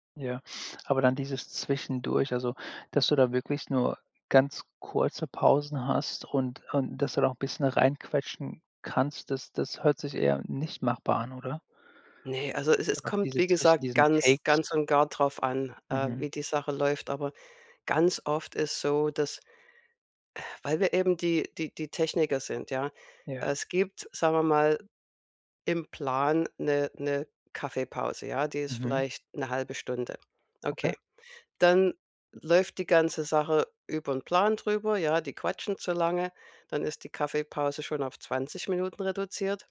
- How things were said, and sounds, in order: sniff; in English: "Takes"
- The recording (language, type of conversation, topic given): German, advice, Wie kann ich mehr Bewegung in meinen Alltag bringen, wenn ich den ganzen Tag sitze?